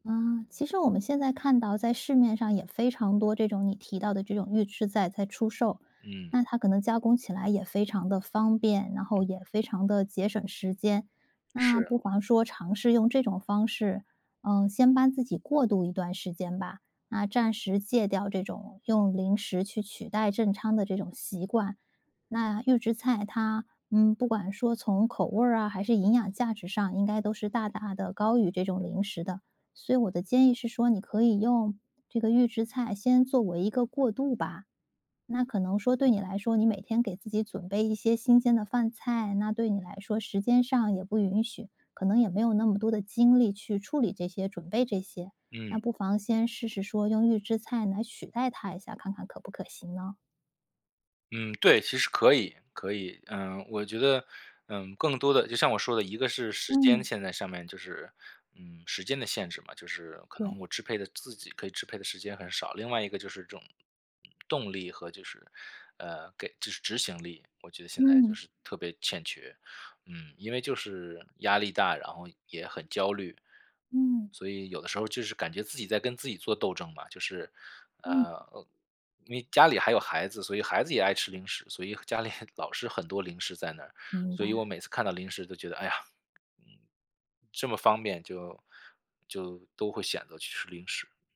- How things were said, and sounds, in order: laughing while speaking: "家里"
- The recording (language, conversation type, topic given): Chinese, advice, 如何控制零食冲动